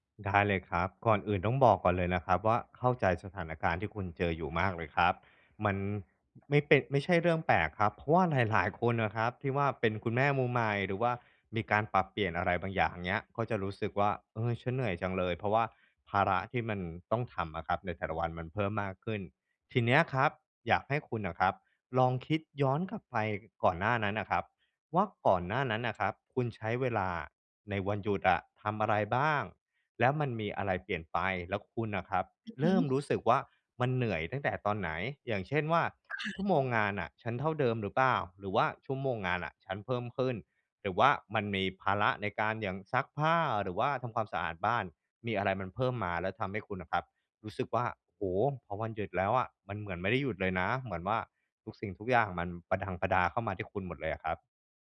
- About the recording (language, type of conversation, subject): Thai, advice, ฉันควรทำอย่างไรเมื่อวันหยุดทำให้ฉันรู้สึกเหนื่อยและกดดัน?
- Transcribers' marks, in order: none